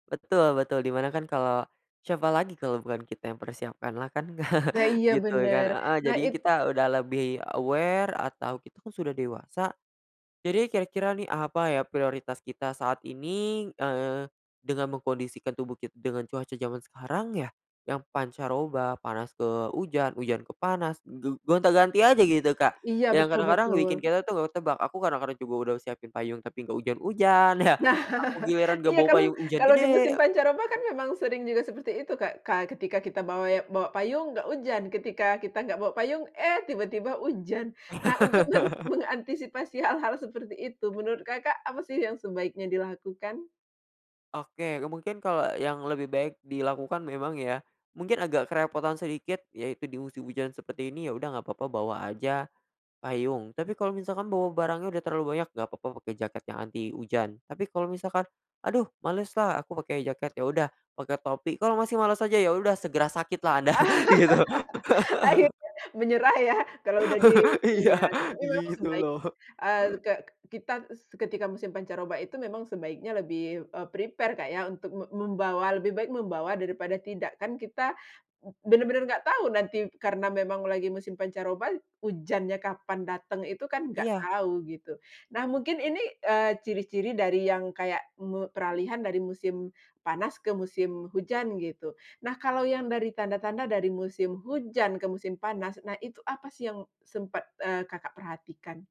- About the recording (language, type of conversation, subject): Indonesian, podcast, Apa saja tanda alam sederhana yang menunjukkan musim akan segera berubah?
- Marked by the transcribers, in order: chuckle; in English: "aware"; laughing while speaking: "Nah"; chuckle; chuckle; other background noise; laugh; laughing while speaking: "Akhirnya, menyerah ya"; chuckle; laughing while speaking: "gitu"; chuckle; laughing while speaking: "Iya. Gitu loh"; in English: "prepare"